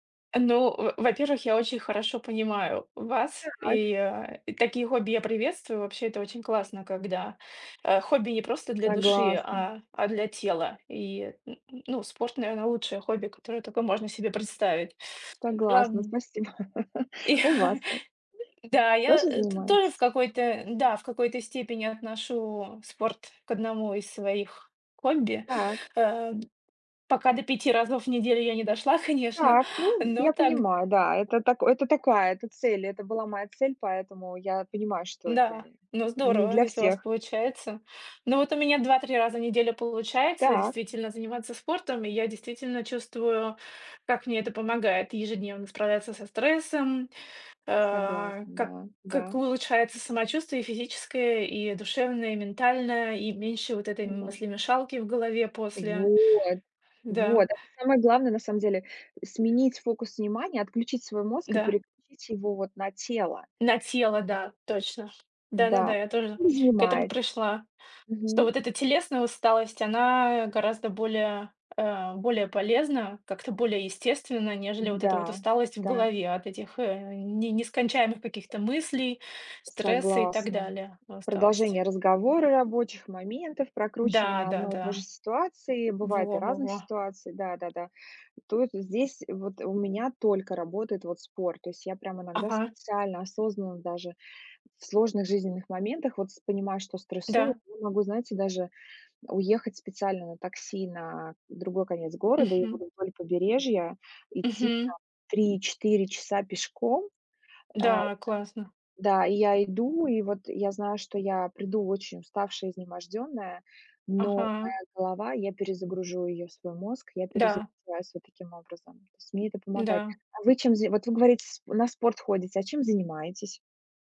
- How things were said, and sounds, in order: other background noise; tapping; laugh; chuckle
- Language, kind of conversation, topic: Russian, unstructured, Как хобби помогает тебе справляться со стрессом?